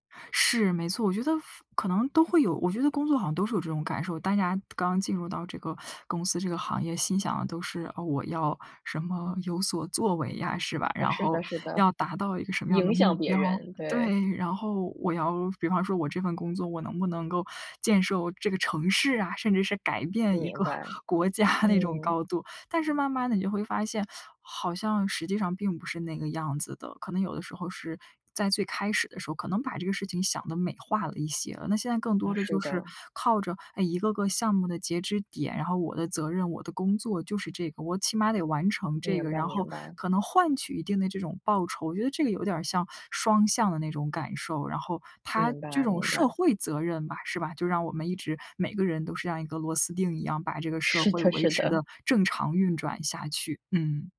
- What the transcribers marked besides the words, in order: none
- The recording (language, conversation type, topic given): Chinese, podcast, 热情和责任，你会更看重哪个？